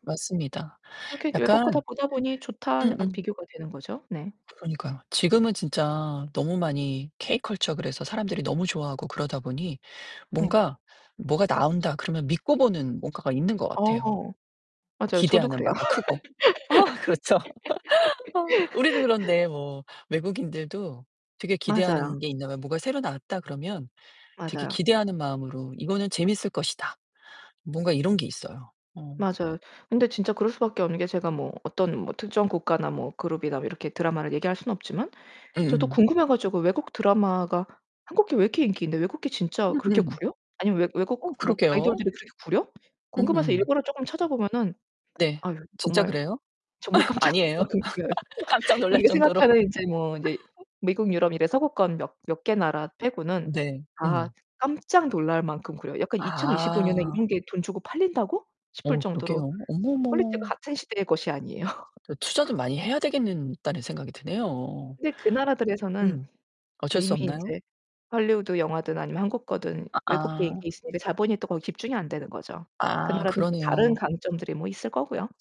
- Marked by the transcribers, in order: laughing while speaking: "아 그렇죠"; laugh; distorted speech; laugh; laughing while speaking: "깜짝 놀랄 만큼 구려요"; laugh; laugh; laugh
- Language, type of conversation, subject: Korean, podcast, 한국 드라마가 전 세계에서 이렇게 인기를 끄는 비결은 무엇이라고 보시나요?